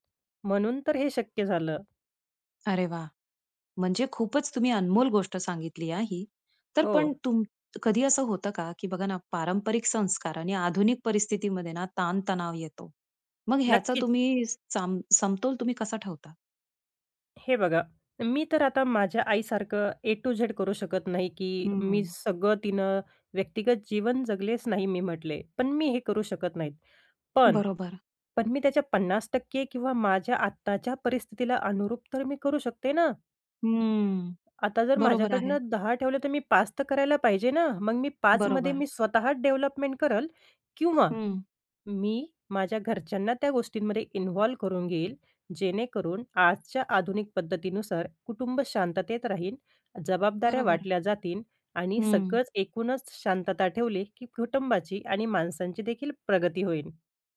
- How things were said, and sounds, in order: tapping; other background noise; in English: "ए टू झेड"; other noise
- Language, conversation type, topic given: Marathi, podcast, कठीण प्रसंगी तुमच्या संस्कारांनी कशी मदत केली?